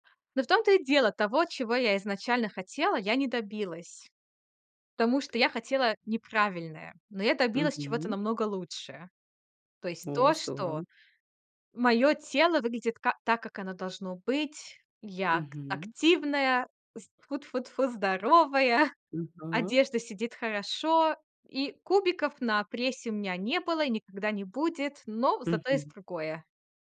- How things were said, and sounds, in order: tapping; other background noise; chuckle
- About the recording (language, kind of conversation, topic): Russian, podcast, Какую роль играет наставник в твоём обучении?